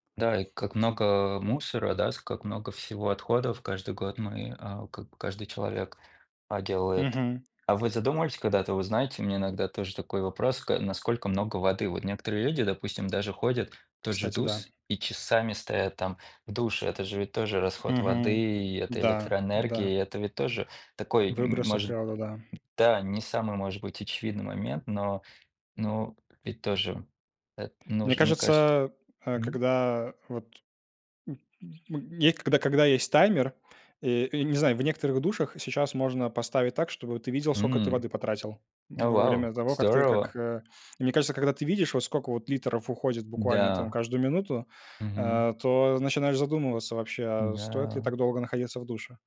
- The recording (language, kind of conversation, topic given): Russian, unstructured, Какие простые действия помогают сохранить природу?
- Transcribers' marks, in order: tapping; other background noise